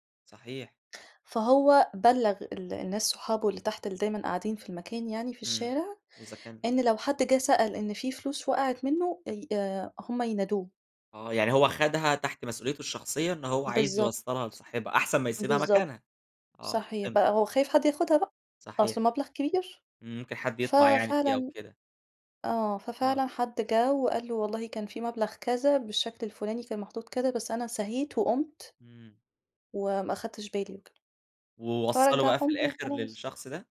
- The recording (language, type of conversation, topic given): Arabic, podcast, إيه أول درس اتعلمته في بيت أهلك؟
- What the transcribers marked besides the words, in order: none